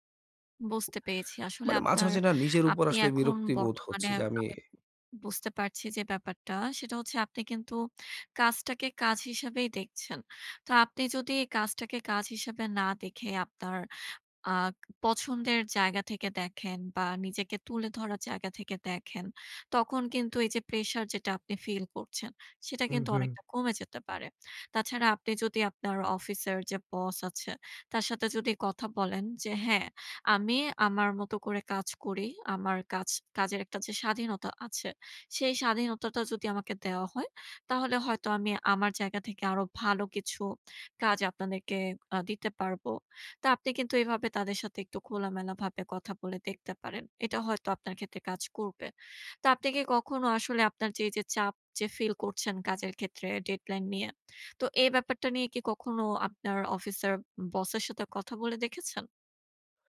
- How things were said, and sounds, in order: other background noise; in English: "deadline"
- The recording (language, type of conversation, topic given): Bengali, advice, পারফেকশনিজমের কারণে সৃজনশীলতা আটকে যাচ্ছে